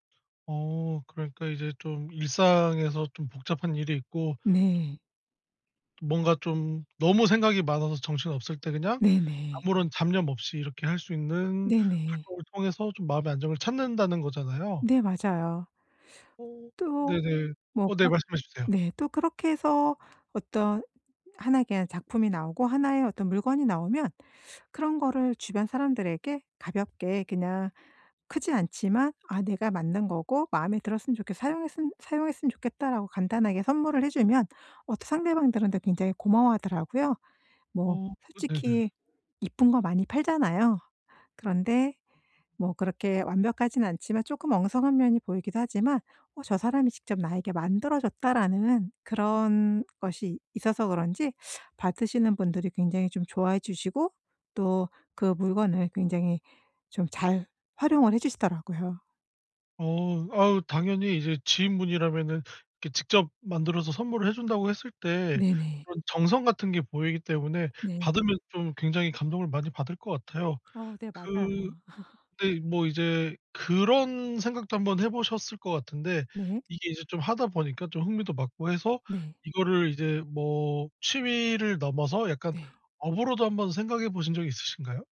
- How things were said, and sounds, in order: other background noise; laugh
- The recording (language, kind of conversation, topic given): Korean, podcast, 취미를 꾸준히 이어갈 수 있는 비결은 무엇인가요?